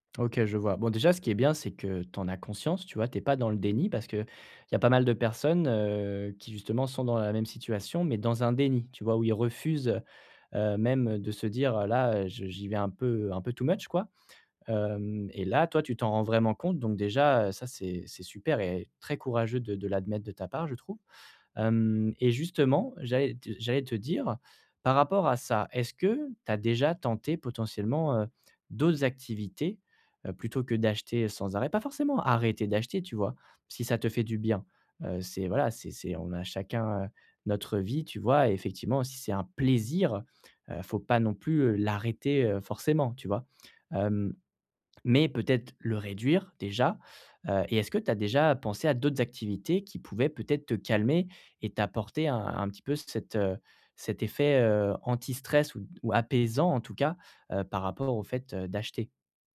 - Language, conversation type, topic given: French, advice, Comment arrêter de dépenser de façon impulsive quand je suis stressé ?
- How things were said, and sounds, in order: in English: "too much"; stressed: "plaisir"; stressed: "l'arrêter"